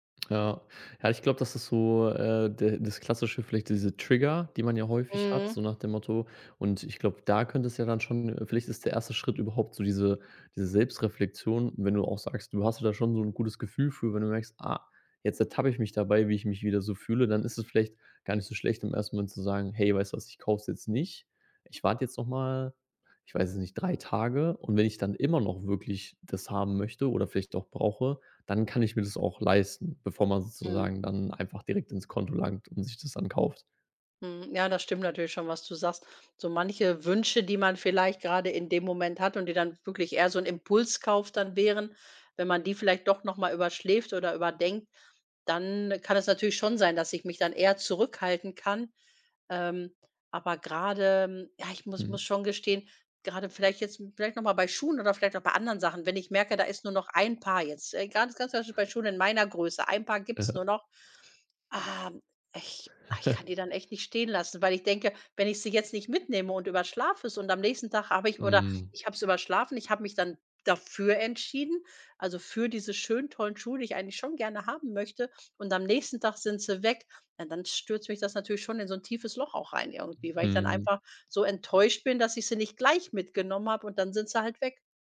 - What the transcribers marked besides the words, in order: other background noise; laughing while speaking: "Ja"; chuckle; stressed: "dafür"
- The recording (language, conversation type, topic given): German, advice, Warum habe ich seit meiner Gehaltserhöhung weniger Lust zu sparen und gebe mehr Geld aus?